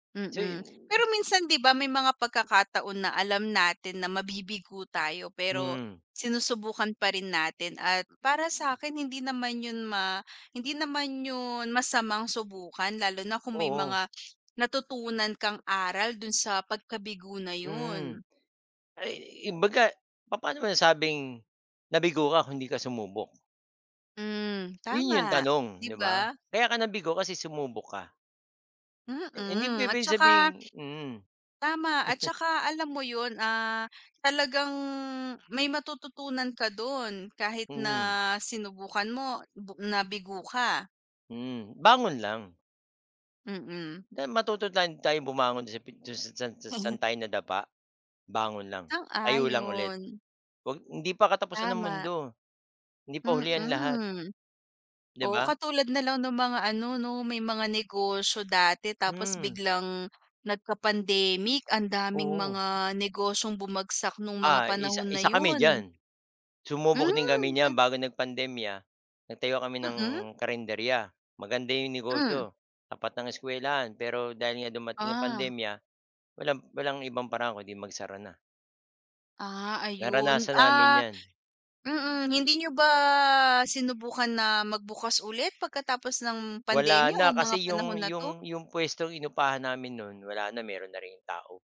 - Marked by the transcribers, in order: chuckle; chuckle
- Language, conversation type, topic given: Filipino, unstructured, Paano mo hinaharap ang takot sa kabiguan?